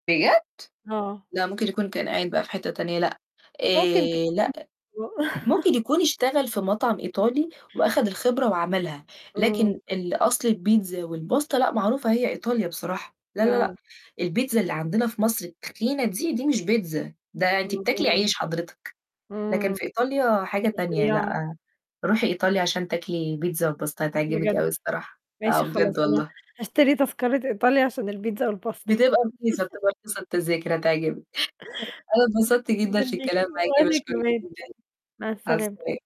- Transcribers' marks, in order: unintelligible speech; chuckle; in Italian: "والpasta"; static; unintelligible speech; in Italian: "والpasta"; in Italian: "والpasta"; chuckle; chuckle; unintelligible speech
- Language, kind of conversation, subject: Arabic, unstructured, إيه أحلى مغامرة عشتها في حياتك؟